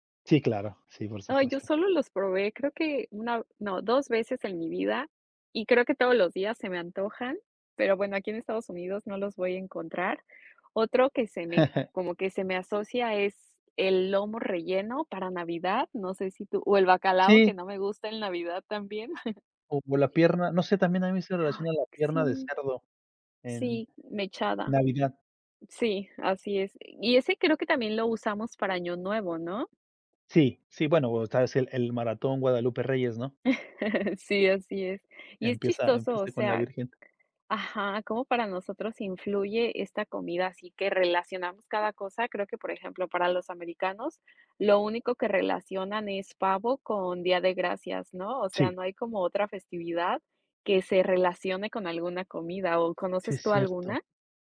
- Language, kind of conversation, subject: Spanish, unstructured, ¿Qué papel juega la comida en la identidad cultural?
- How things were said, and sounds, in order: chuckle; chuckle; chuckle